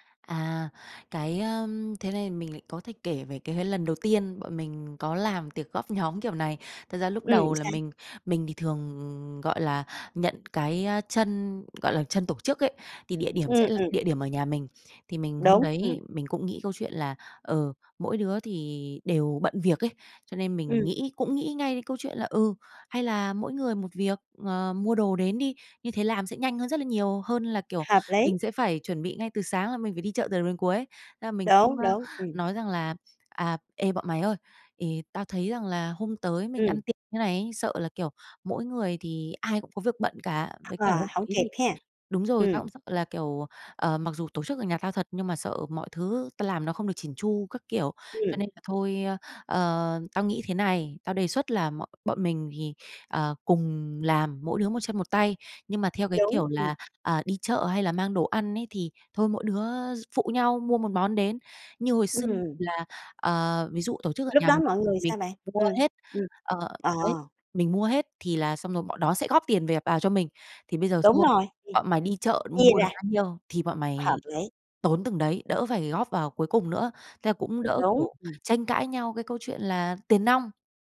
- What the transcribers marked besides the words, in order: tapping
- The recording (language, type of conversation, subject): Vietnamese, podcast, Làm sao để tổ chức một buổi tiệc góp món thật vui mà vẫn ít căng thẳng?